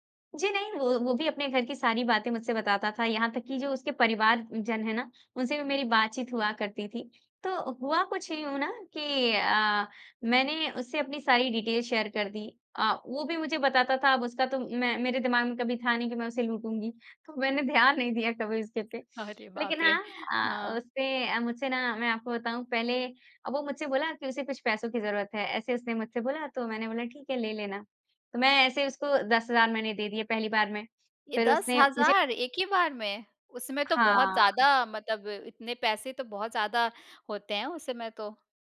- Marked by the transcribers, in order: in English: "डिटेल्स शेयर"; laughing while speaking: "ध्यान"
- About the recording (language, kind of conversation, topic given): Hindi, podcast, किसी बड़ी गलती से आपने क्या सीख हासिल की?